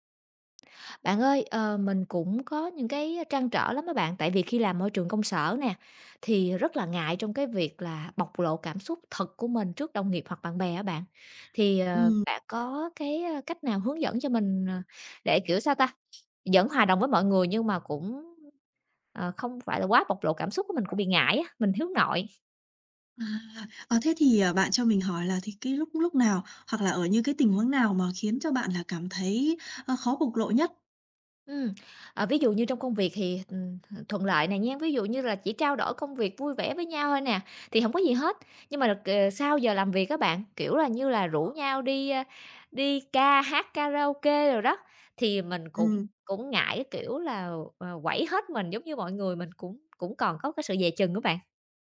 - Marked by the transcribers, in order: tapping; other background noise
- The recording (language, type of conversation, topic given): Vietnamese, advice, Bạn cảm thấy ngại bộc lộ cảm xúc trước đồng nghiệp hoặc bạn bè không?